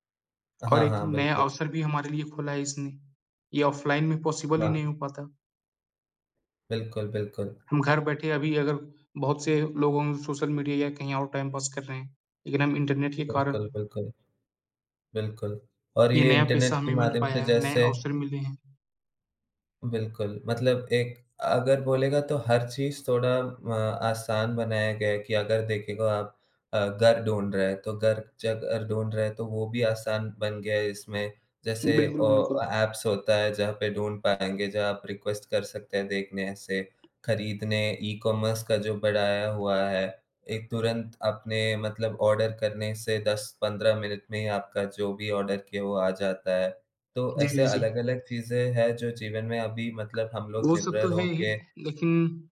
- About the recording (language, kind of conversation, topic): Hindi, unstructured, इंटरनेट ने आपके जीवन को कैसे बदला है?
- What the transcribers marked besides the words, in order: tapping; in English: "पॉसिबल"; in English: "टाइम"; in English: "ऐप्स"; in English: "रिक्वेस्ट"; in English: "आर्डर"; in English: "आर्डर"